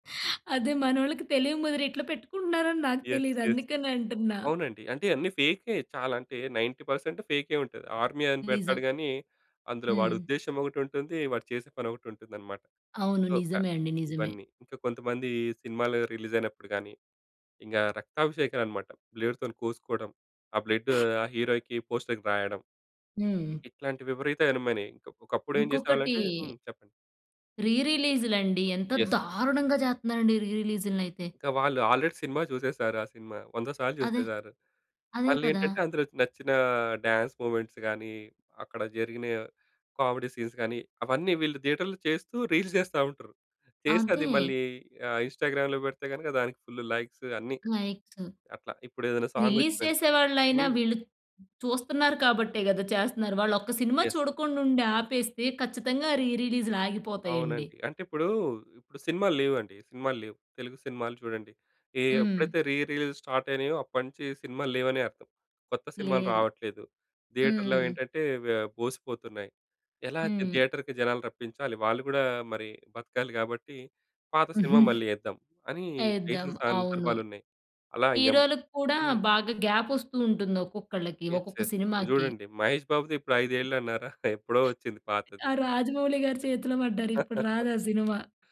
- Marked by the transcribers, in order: in English: "యెస్. యెస్"; in English: "నైన్టీ పర్సెంట్"; in English: "ఆర్మీ"; in English: "సో"; in English: "రిలీజ్"; other background noise; in English: "హీరోకి పోస్టర్‌కి"; in English: "యెస్"; in English: "ఆల్రెడీ"; in English: "డాన్స్ మొమెంట్స్ గాని"; in English: "కామెడీ సీన్స్ గాని"; in English: "థియేటర్‌లో"; in English: "రీల్స్"; in English: "ఇంస్టా‌గ్రామ్‌లో"; in English: "సాంగ్"; in English: "రిలీజ్"; in English: "యెస్"; in English: "రి రిలీజ్ స్టార్ట్"; in English: "థియేటర్‌లో"; tapping; chuckle; in English: "గ్యాప్"; in English: "యెస్. యెస్"; other noise; laugh
- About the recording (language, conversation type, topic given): Telugu, podcast, అభిమానులతో సన్నిహితంగా ఉండటం మంచిదా, ప్రమాదకరమా?